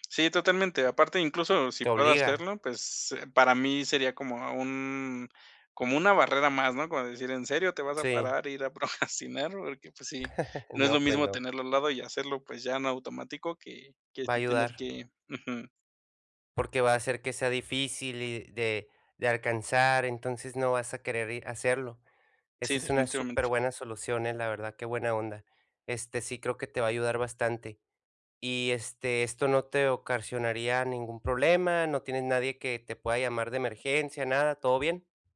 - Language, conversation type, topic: Spanish, advice, ¿Cómo puedo superar la procrastinación usando sesiones cortas?
- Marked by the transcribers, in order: laughing while speaking: "ir a procrastinar?"; chuckle